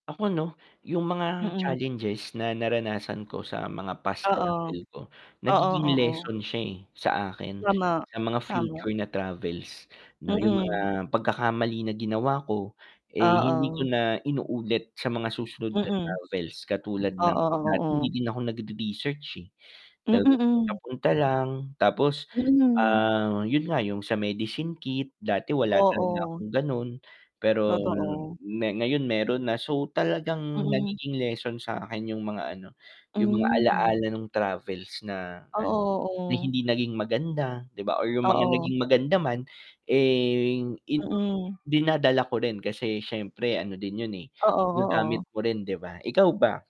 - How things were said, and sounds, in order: static; distorted speech; lip smack; mechanical hum
- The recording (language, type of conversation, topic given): Filipino, unstructured, Ano ang paborito mong alaala sa isang paglalakbay?